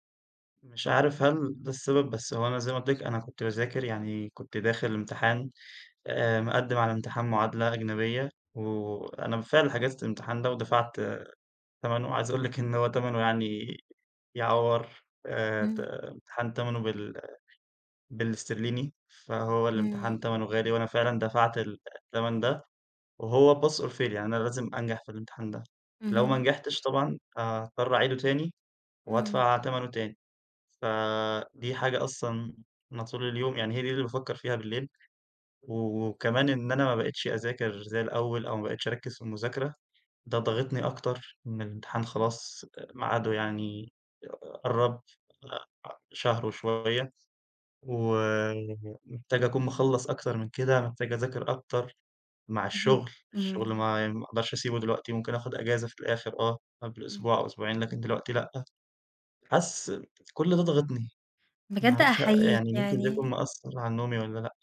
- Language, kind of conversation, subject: Arabic, advice, إزاي جدول نومك المتقلب بيأثر على نشاطك وتركيزك كل يوم؟
- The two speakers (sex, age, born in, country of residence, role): female, 30-34, Egypt, Egypt, advisor; male, 20-24, Egypt, Egypt, user
- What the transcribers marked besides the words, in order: other background noise; in English: "pass or fail"; tapping